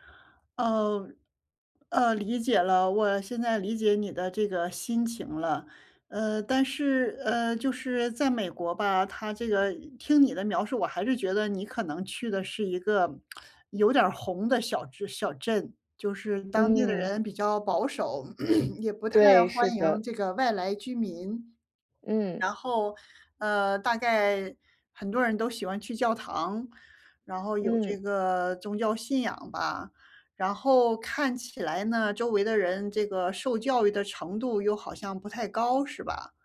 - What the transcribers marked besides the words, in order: lip smack; throat clearing
- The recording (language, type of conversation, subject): Chinese, advice, 如何适应生活中的重大变动？